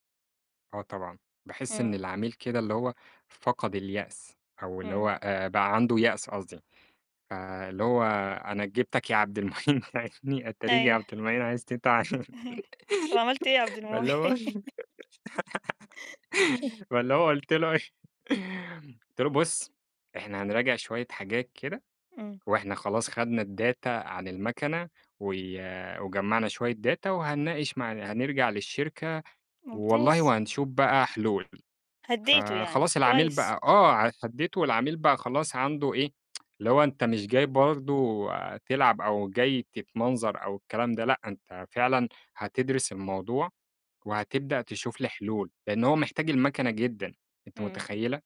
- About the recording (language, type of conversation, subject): Arabic, podcast, إزاي بتحافظ على توازن بين الشغل وحياتك الشخصية؟
- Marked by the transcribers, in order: laughing while speaking: "المعين تعينِّي، اتاريك يا عبد … قُلت له إيه"; chuckle; laughing while speaking: "المعين؟"; laugh; giggle; chuckle; in English: "الداتا"; in English: "data"; tsk